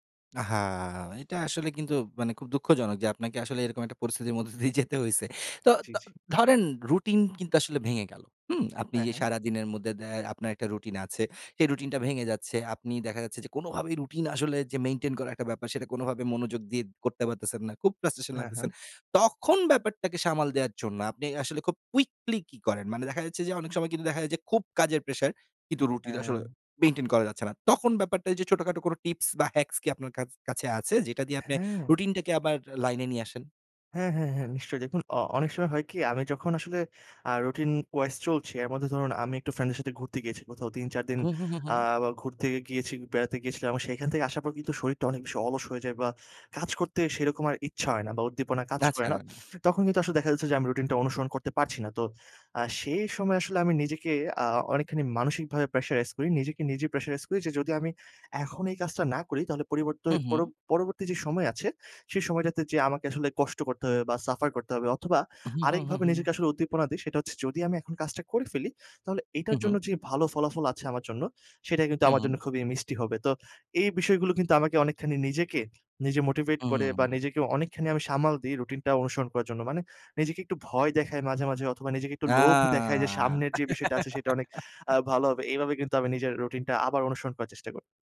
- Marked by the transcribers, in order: laughing while speaking: "দিয়ে যেতে হইছে"; "মধ্যে" said as "মদ্দে"; in English: "ফ্রাস্ট্রেশন"; swallow; tapping; sniff; in English: "pressurize"; in English: "pressurize"; drawn out: "আ"; giggle
- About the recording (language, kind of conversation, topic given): Bengali, podcast, অনিচ্ছা থাকলেও রুটিন বজায় রাখতে তোমার কৌশল কী?